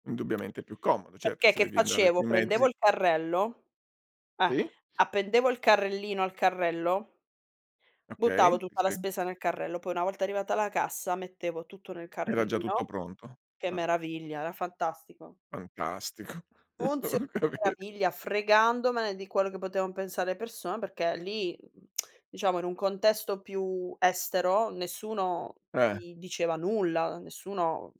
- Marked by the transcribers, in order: other background noise; laughing while speaking: "Fantastico. Ho capi"; tsk
- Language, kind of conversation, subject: Italian, podcast, Come descriveresti oggi il tuo stile personale?